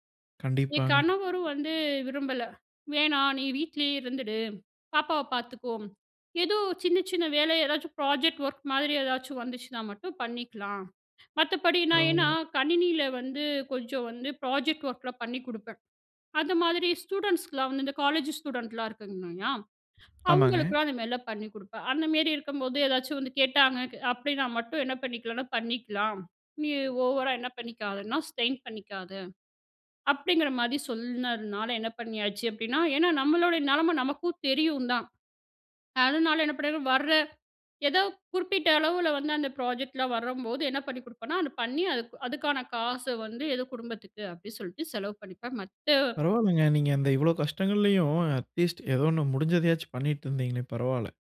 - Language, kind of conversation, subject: Tamil, podcast, ஒரு குழந்தை பிறந்த பிறகு வாழ்க்கை எப்படி மாறியது?
- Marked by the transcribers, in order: other background noise; in English: "ப்ராஜெக்ட் ஒர்க்"; in English: "ப்ராஜெக்ட் ஒர்க்லாம்"; other noise; in English: "ஸ்ட்ரெயின்"; in English: "ப்ராஜெக்ட்"; in English: "அட்லீஸ்ட்"